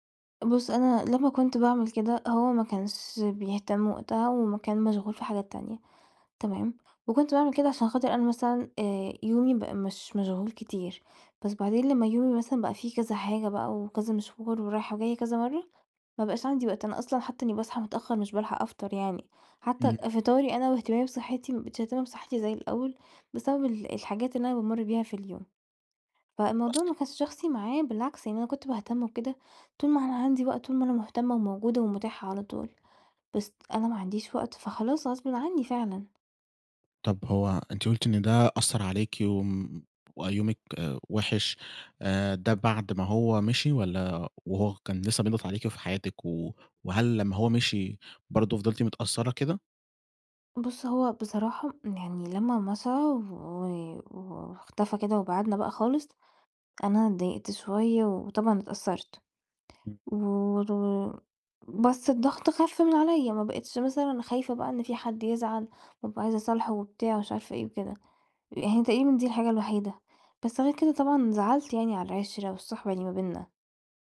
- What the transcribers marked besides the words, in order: unintelligible speech
- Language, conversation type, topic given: Arabic, advice, إزاي بتحس لما صحابك والشغل بيتوقعوا إنك تكون متاح دايمًا؟